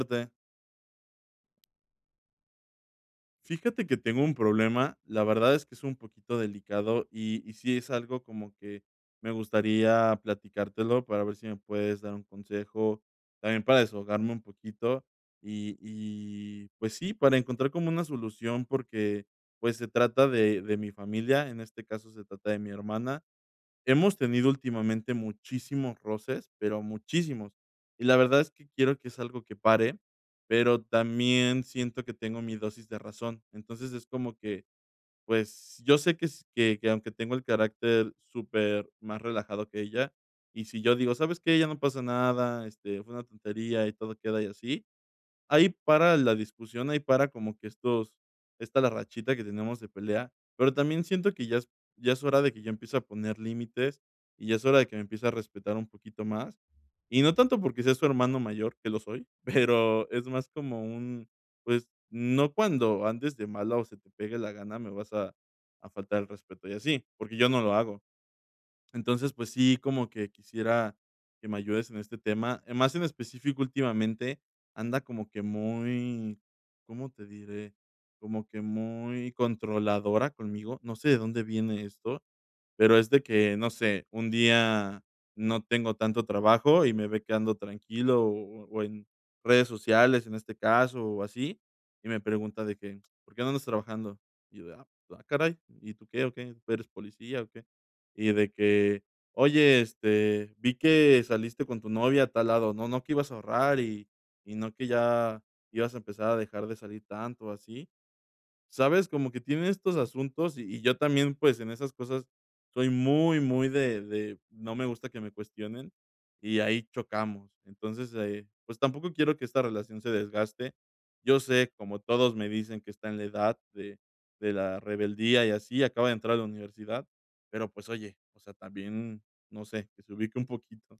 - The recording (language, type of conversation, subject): Spanish, advice, ¿Cómo puedo poner límites respetuosos con mis hermanos sin pelear?
- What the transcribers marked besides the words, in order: unintelligible speech; chuckle; other noise